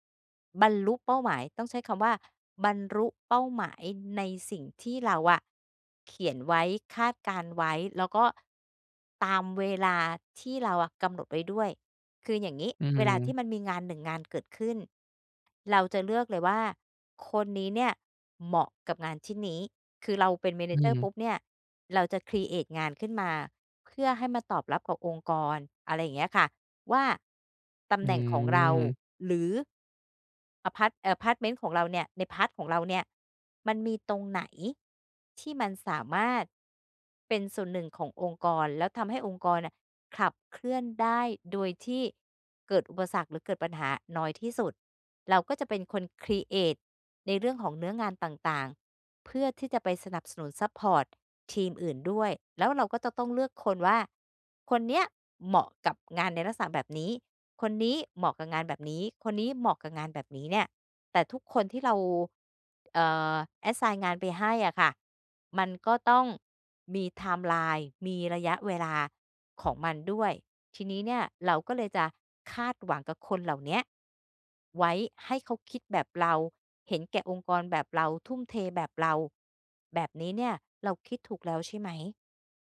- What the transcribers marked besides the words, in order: "บรรลุ" said as "บรรรุ"; in English: "manager"; in English: "ครีเอต"; in English: "พาร์ต"; in English: "พาร์ต"; in English: "พาร์ต"; in English: "ครีเอต"; in English: "assign"
- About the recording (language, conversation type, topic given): Thai, advice, จะทำอย่างไรให้คนในองค์กรเห็นความสำเร็จและผลงานของฉันมากขึ้น?